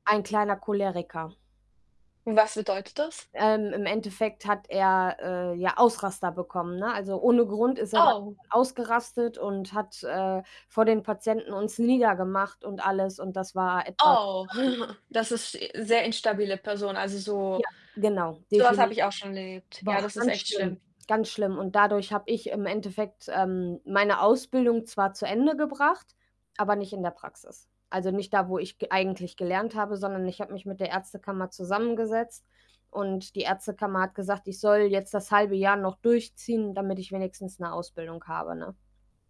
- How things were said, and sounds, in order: static; mechanical hum; unintelligible speech; distorted speech; chuckle
- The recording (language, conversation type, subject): German, unstructured, Wie findest du den Job, den du gerade machst?